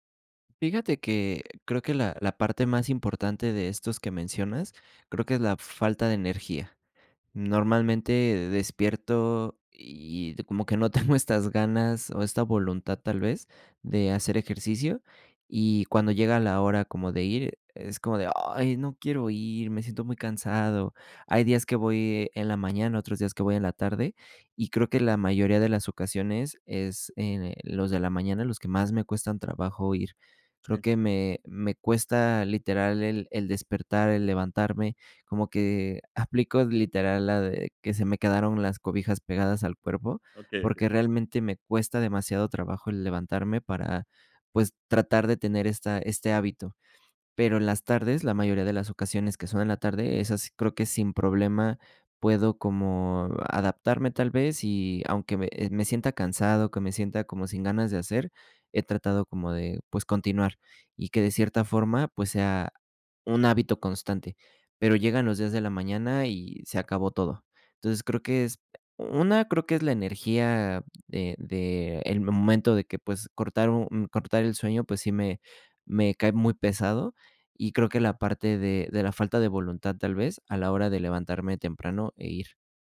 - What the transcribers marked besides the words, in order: laughing while speaking: "no tengo estas"
- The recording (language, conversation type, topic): Spanish, advice, ¿Qué te dificulta empezar una rutina diaria de ejercicio?